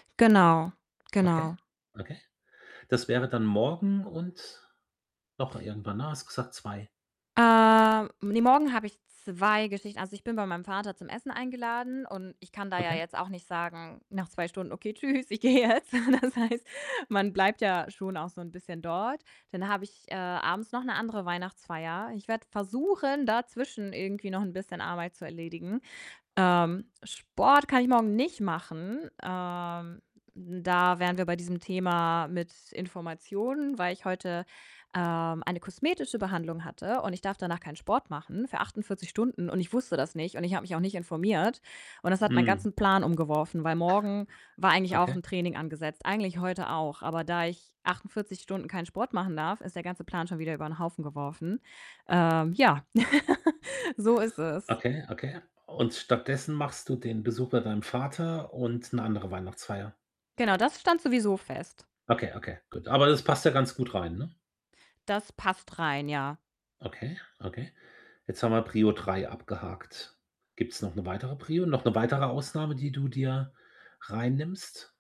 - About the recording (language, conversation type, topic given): German, advice, Wie kann ich Aufgaben so priorisieren, dass ich schnelles Wachstum erreiche?
- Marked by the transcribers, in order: distorted speech; laughing while speaking: "tschüss, ich gehe jetzt. Das heißt"; stressed: "versuchen"; other noise; other background noise; chuckle